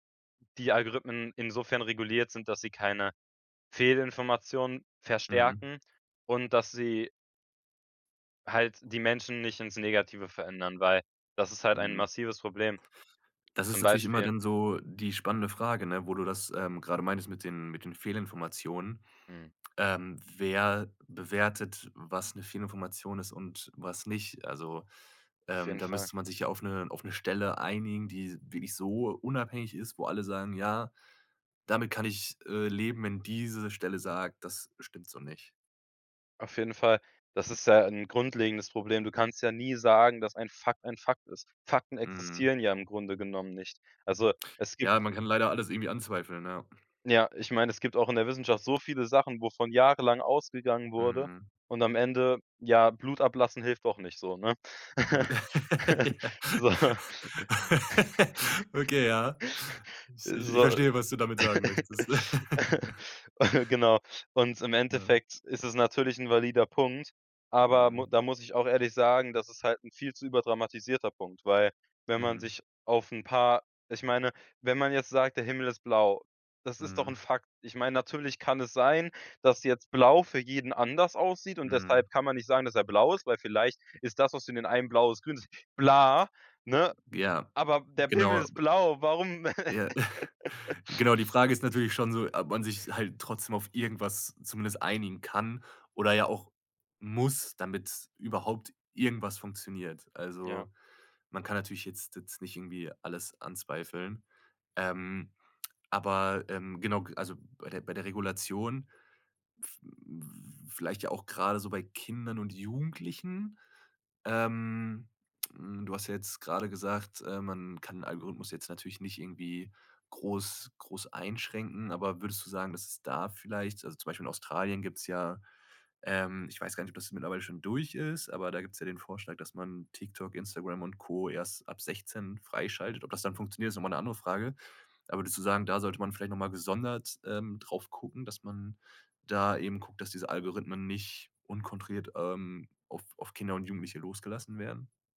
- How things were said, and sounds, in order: laugh; laughing while speaking: "Ja"; laugh; laughing while speaking: "So so"; laugh; laugh; stressed: "bla"; laughing while speaking: "Ja"; chuckle; laugh
- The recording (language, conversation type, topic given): German, podcast, Wie prägen Algorithmen unseren Medienkonsum?